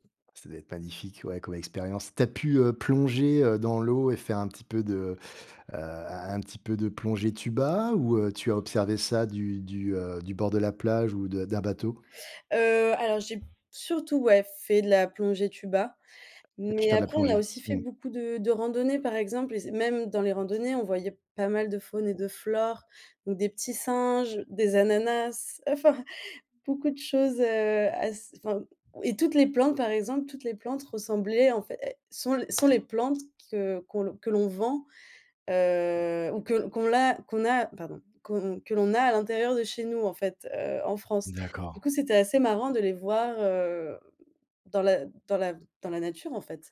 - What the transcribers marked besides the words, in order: tapping; laughing while speaking: "enfin"
- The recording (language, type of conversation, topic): French, podcast, Quel est le voyage le plus inoubliable que tu aies fait ?